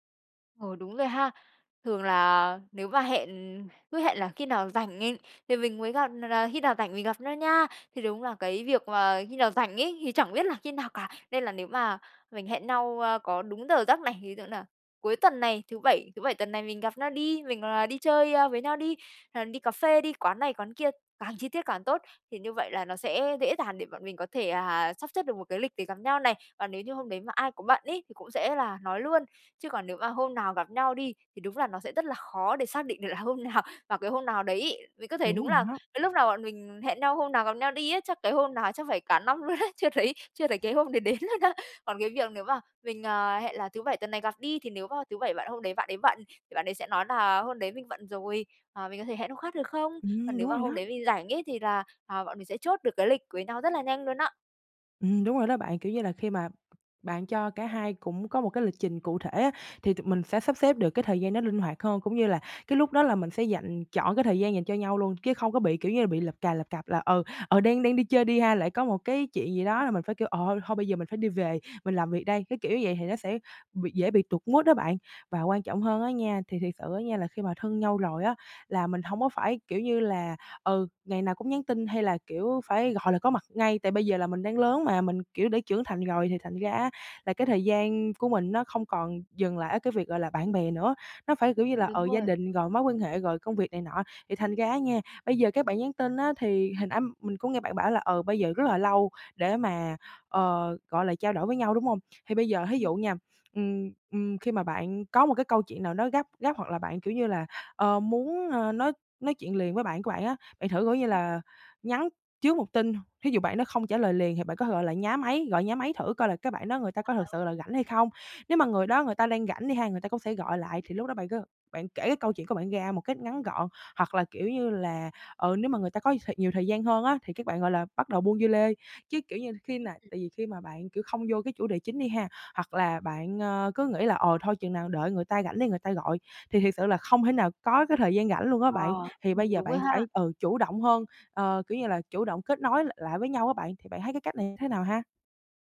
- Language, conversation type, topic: Vietnamese, advice, Làm thế nào để giữ liên lạc với người thân khi có thay đổi?
- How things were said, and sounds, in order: laughing while speaking: "hôm nào"; laughing while speaking: "luôn đấy"; laughing while speaking: "đấy đến luôn á"; other background noise; tapping; in English: "mood"; unintelligible speech